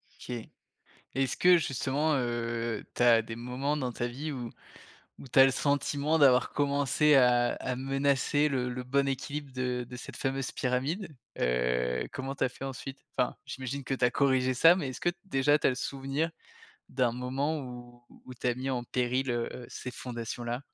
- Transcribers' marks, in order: none
- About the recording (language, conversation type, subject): French, podcast, Quels petits pas fais-tu pour évoluer au quotidien ?